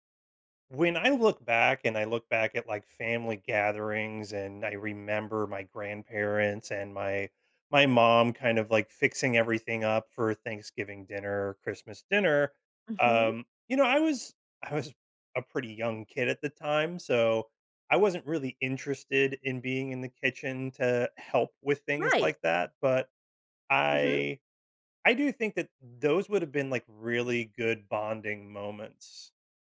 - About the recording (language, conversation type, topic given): English, unstructured, What skill should I learn sooner to make life easier?
- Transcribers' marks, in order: other background noise; laughing while speaking: "I was"